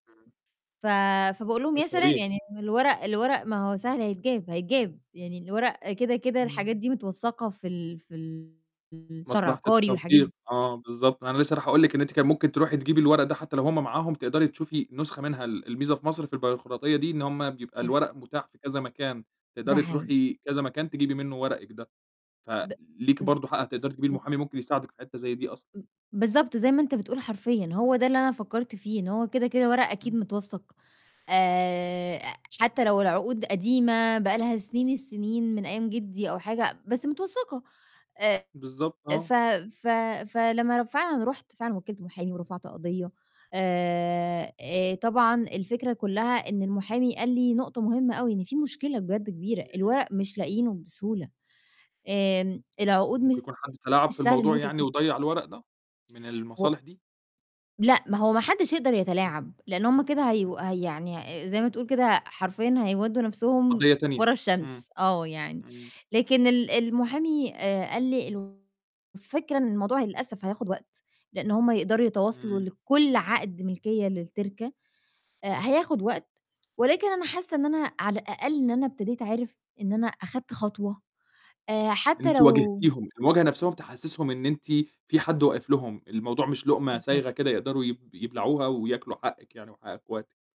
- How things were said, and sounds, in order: distorted speech; unintelligible speech; tapping; static; other noise
- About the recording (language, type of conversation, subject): Arabic, advice, إزاي أتعامل مع الخلاف بيني وبين إخواتي على تقسيم الميراث أو أملاك العيلة؟